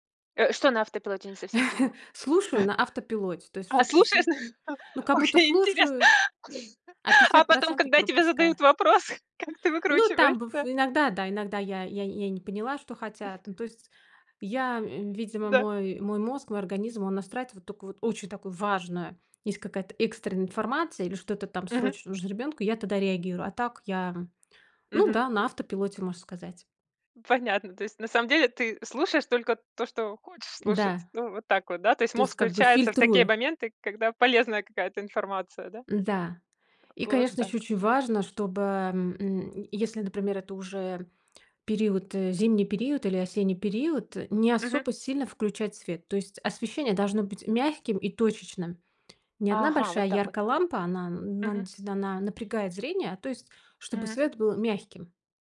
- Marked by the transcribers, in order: chuckle; chuckle; laughing while speaking: "А cлушаешь? Окей, интересно. А … как ты выкручиваешься?"; tapping
- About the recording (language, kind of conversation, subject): Russian, podcast, Что помогает тебе расслабиться после тяжёлого дня?